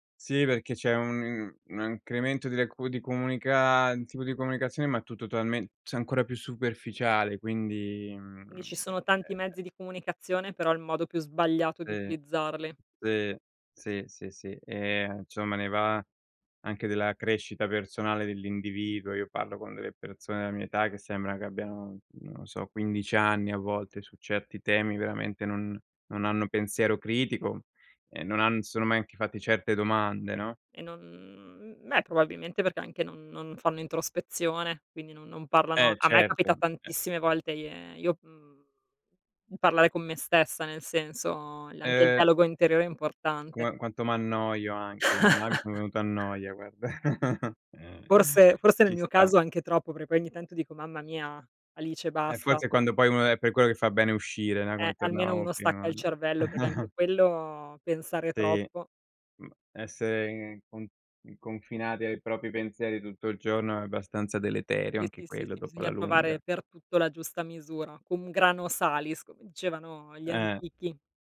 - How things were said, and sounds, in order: "cioè" said as "tzè"; other background noise; tapping; "insomma" said as "nsomma"; chuckle; laughing while speaking: "guarda"; chuckle; unintelligible speech; chuckle; "propri" said as "propi"; unintelligible speech; in Latin: "Cum grano salis"
- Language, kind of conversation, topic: Italian, unstructured, Come affronti i momenti di tristezza o di delusione?